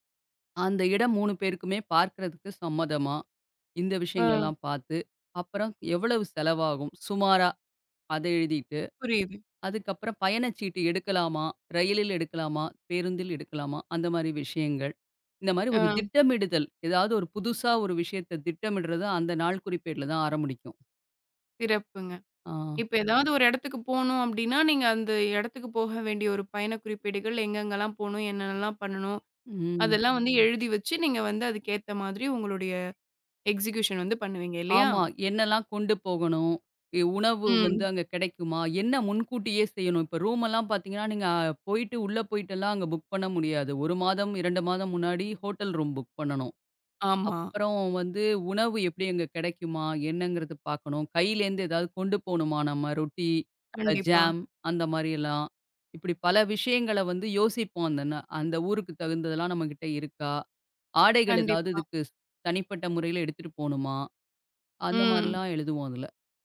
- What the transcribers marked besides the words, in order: in English: "எக்சிகுயூஷன்"; other background noise; in English: "புக்"; in English: "ஹோட்டல் ரூம் புக்"; tapping; in English: "ஜாம்"
- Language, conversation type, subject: Tamil, podcast, கைபேசியில் குறிப்பெடுப்பதா அல்லது காகிதத்தில் குறிப்பெடுப்பதா—நீங்கள் எதைத் தேர்வு செய்வீர்கள்?